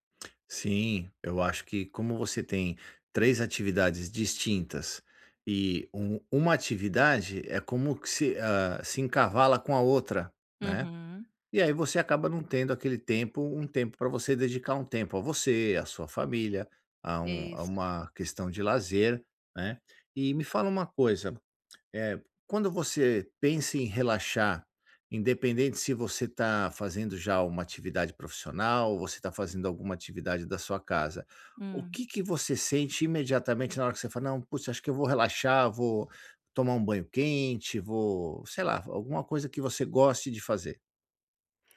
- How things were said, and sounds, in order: tapping
- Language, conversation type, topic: Portuguese, advice, Como lidar com a culpa ou a ansiedade ao dedicar tempo ao lazer?